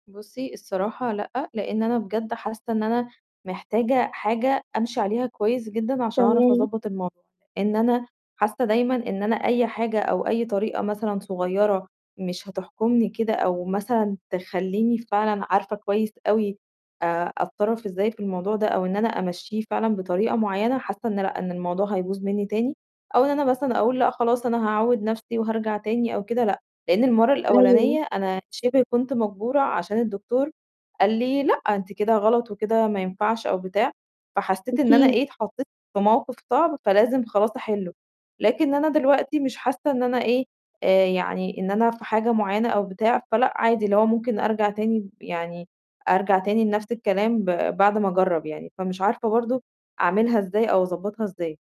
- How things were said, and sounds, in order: distorted speech; horn
- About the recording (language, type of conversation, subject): Arabic, advice, إزاي أبطل أرجع لعادات سلبية بعد محاولات قصيرة للتغيير؟